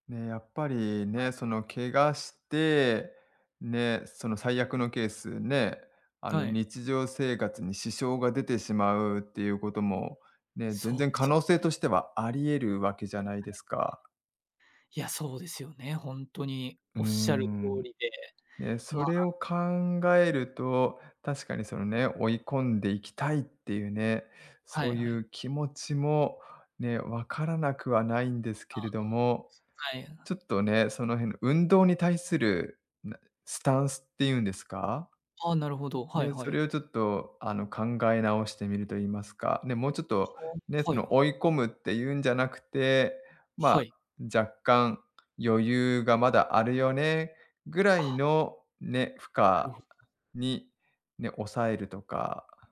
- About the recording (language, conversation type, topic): Japanese, advice, 怪我や痛みがあるため運動を再開するのが怖いのですが、どうすればよいですか？
- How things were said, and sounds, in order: tapping; unintelligible speech